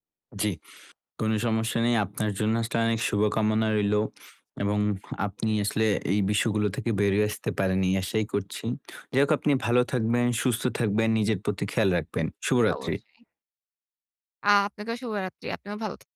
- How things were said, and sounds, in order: none
- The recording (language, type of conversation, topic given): Bengali, advice, সামাজিক মাধ্যমে নিখুঁত জীবন দেখানোর ক্রমবর্ধমান চাপ
- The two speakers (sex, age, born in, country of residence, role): female, 25-29, Bangladesh, Bangladesh, user; male, 20-24, Bangladesh, Bangladesh, advisor